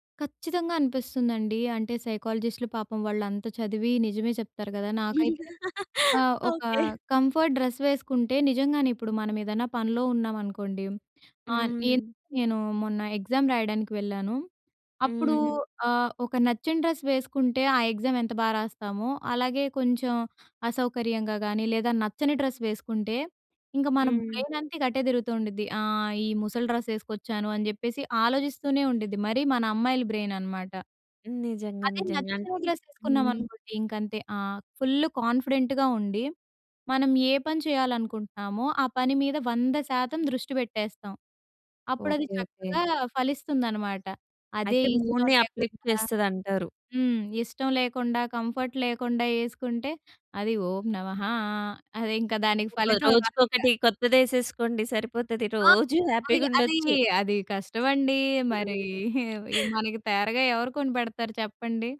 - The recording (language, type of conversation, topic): Telugu, podcast, సౌకర్యం కంటే స్టైల్‌కి మీరు ముందుగా ఎంత ప్రాధాన్యం ఇస్తారు?
- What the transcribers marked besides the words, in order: in English: "సైకాలజిస్ట్‌లు"; laugh; in English: "కంఫర్ట్ డ్రెస్"; in English: "ఎగ్జామ్"; in English: "డ్రెస్"; in English: "ఎగ్జామ్"; in English: "డ్రెస్"; in English: "బ్రైన్"; in English: "డ్రెస్"; in English: "బ్రెయిన్"; in English: "డ్రెస్"; in English: "ఫుల్ కాన్ఫిడెంట్‌గా"; in English: "మూడ్‌ని అప్‌లిఫ్ట్"; in English: "కంఫర్ట్"; other noise; in English: "హ్యాపీగా"; other background noise; giggle